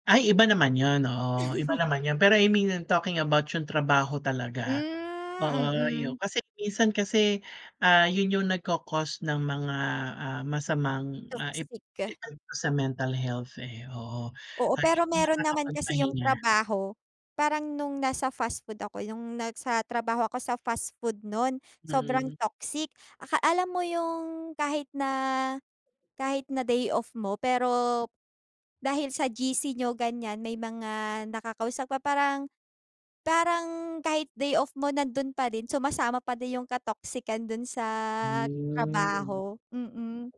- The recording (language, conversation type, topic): Filipino, unstructured, Paano mo hinaharap ang stress sa araw-araw at ano ang ginagawa mo para mapanatili ang magandang pakiramdam?
- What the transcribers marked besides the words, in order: giggle